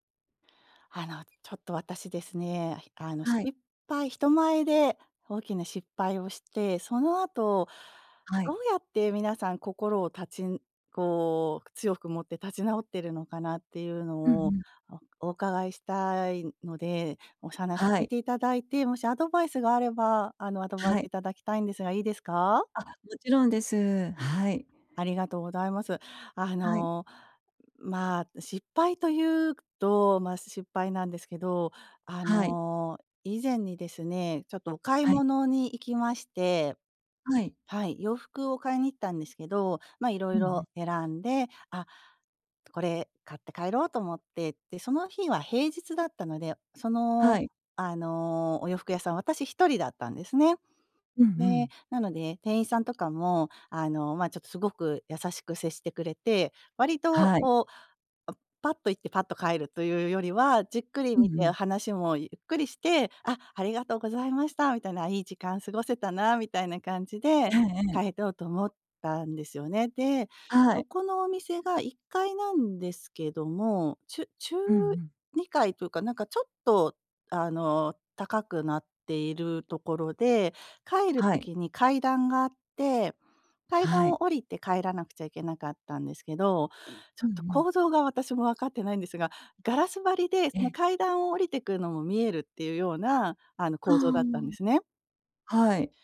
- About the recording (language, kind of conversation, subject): Japanese, advice, 人前で失敗したあと、どうやって立ち直ればいいですか？
- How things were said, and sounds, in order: "お話" said as "おさなし"